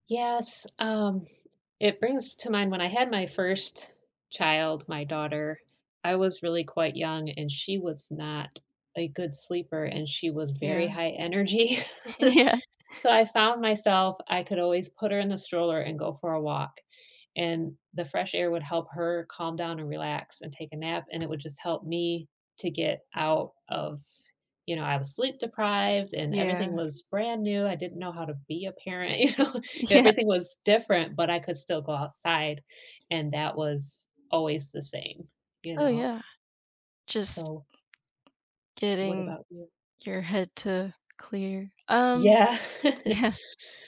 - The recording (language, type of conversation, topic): English, unstructured, How can spending time in nature affect your mood and well-being?
- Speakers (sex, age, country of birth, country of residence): female, 20-24, United States, United States; female, 45-49, United States, United States
- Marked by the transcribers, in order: other background noise; laughing while speaking: "energy"; chuckle; laughing while speaking: "Yeah"; laughing while speaking: "you know?"; laughing while speaking: "Yeah"; tapping; laughing while speaking: "Yeah"; laughing while speaking: "yeah"; chuckle